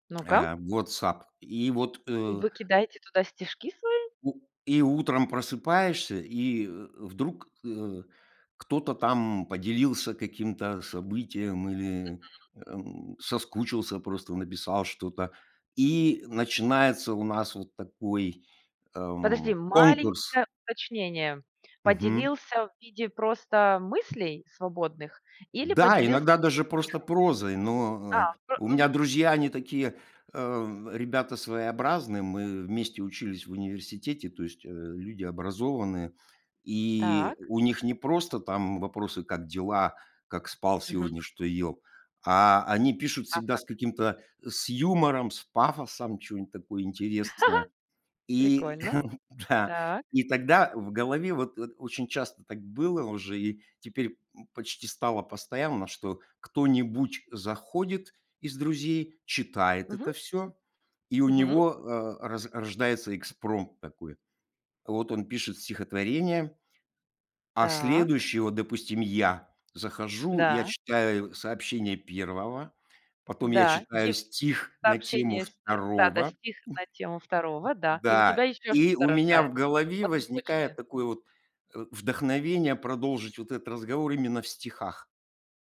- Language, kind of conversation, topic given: Russian, podcast, Что помогает вам находить свой авторский голос?
- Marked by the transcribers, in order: tongue click; unintelligible speech; other noise; tapping; chuckle; chuckle; other background noise